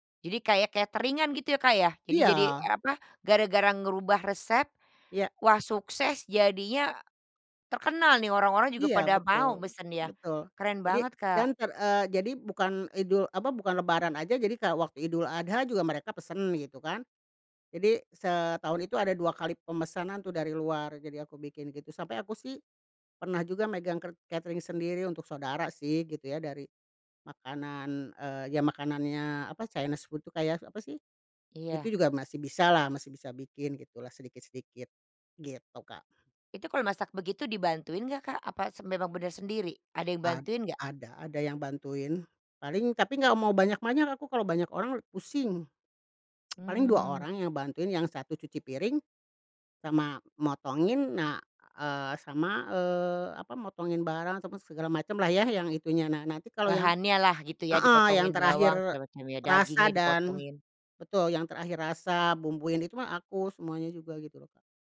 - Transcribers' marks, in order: in English: "chinese food"; tapping; tongue click
- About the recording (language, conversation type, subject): Indonesian, podcast, Pernahkah kamu mengubah resep keluarga? Apa alasannya dan bagaimana rasanya?